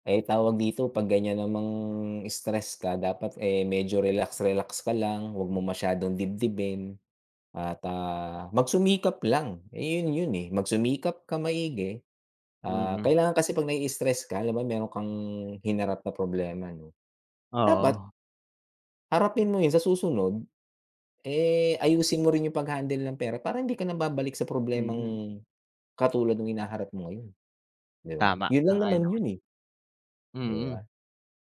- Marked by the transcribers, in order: none
- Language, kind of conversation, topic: Filipino, unstructured, Ano ang pinakamalaking pagkakamali mo sa pera, at paano mo ito nalampasan?